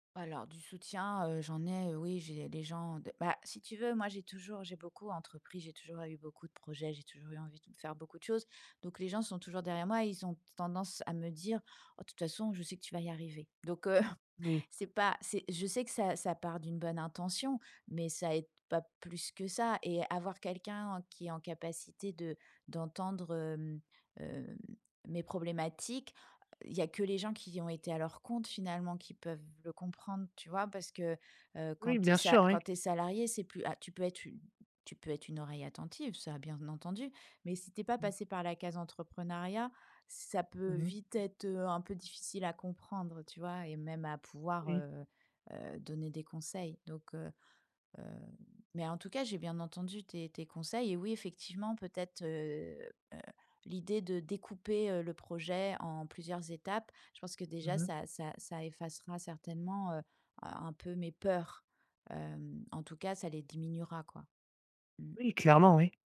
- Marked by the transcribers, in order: laughing while speaking: "heu"; stressed: "peurs"
- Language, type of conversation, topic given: French, advice, Comment gérer la crainte d’échouer avant de commencer un projet ?